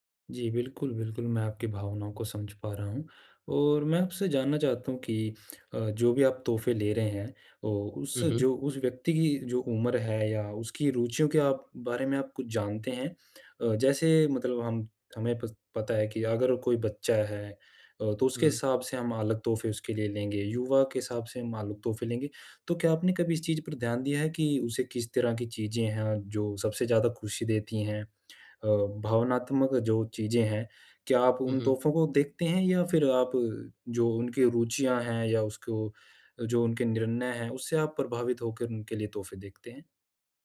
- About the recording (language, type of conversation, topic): Hindi, advice, किसी के लिए सही तोहफा कैसे चुनना चाहिए?
- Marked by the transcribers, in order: none